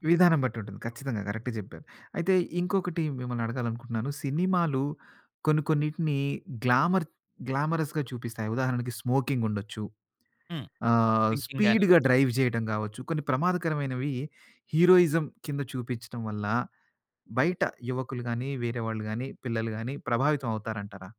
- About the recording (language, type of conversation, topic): Telugu, podcast, సినిమాలు ఆచారాలను ప్రశ్నిస్తాయా, లేక వాటిని స్థిరపరుస్తాయా?
- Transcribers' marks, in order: in English: "కరెక్ట్‌గా"; in English: "గ్లామర్ గ్లామరస్‌గా"; in English: "స్మోకింగ్"; in English: "డ్రింకింగ్"; in English: "స్పీడ్‌గా డ్రైవ్"; in English: "హీరోయిజం"